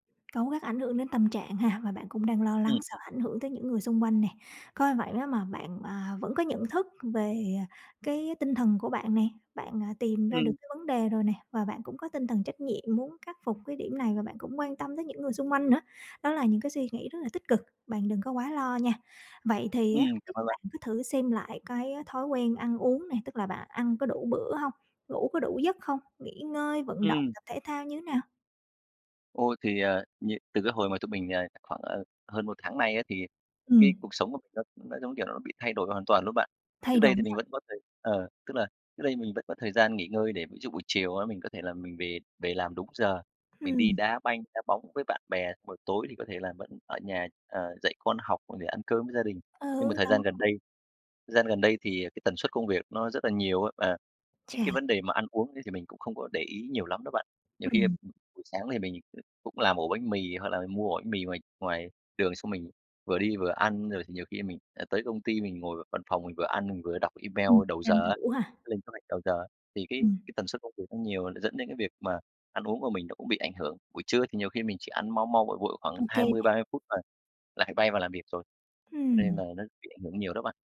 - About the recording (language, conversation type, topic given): Vietnamese, advice, Làm sao để vượt qua tình trạng kiệt sức tinh thần khiến tôi khó tập trung làm việc?
- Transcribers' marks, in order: tapping; other background noise